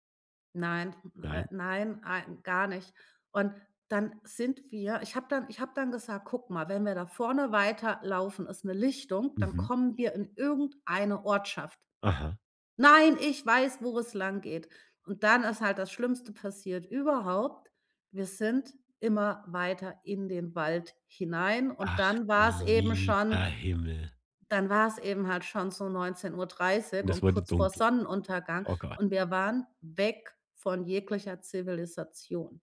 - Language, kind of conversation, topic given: German, podcast, Kannst du mir eine lustige Geschichte erzählen, wie du dich einmal verirrt hast?
- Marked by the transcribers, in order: put-on voice: "Nein, ich weiß, wo es langgeht"